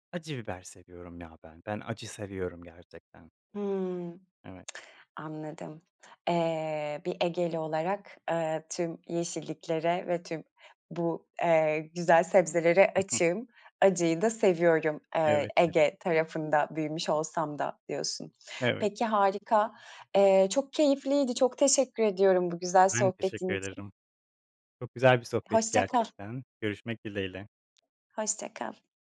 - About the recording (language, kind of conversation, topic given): Turkish, podcast, Günlük yemek planını nasıl oluşturuyorsun?
- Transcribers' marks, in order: other background noise; tapping